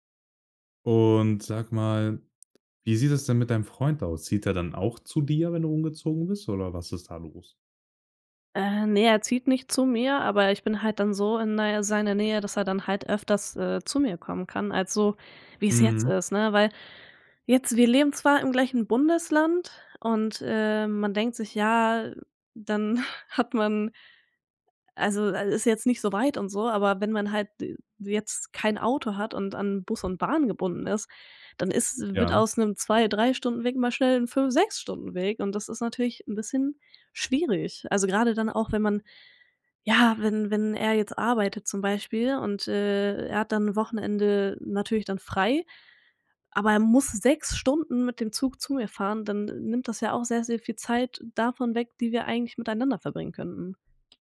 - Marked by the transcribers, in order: drawn out: "Und"; other background noise; chuckle
- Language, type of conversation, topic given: German, podcast, Wie entscheidest du, ob du in deiner Stadt bleiben willst?